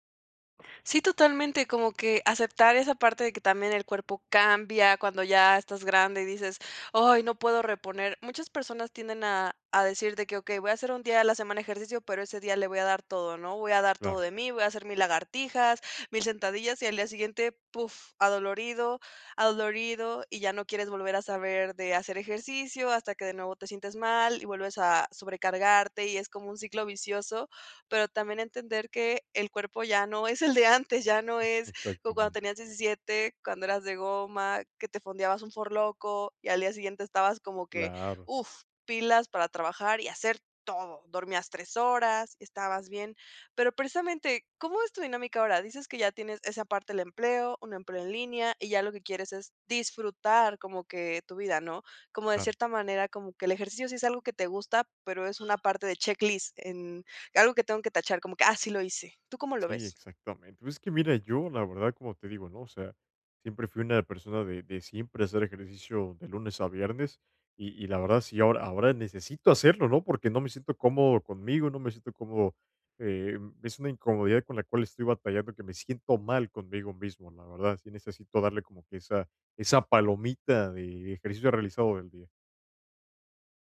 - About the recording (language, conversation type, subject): Spanish, advice, ¿Cómo puedo mantener una rutina de ejercicio regular si tengo una vida ocupada y poco tiempo libre?
- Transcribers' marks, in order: put-on voice: "Ay, no puedo reponer"; laughing while speaking: "es el de antes"; tapping; stressed: "todo"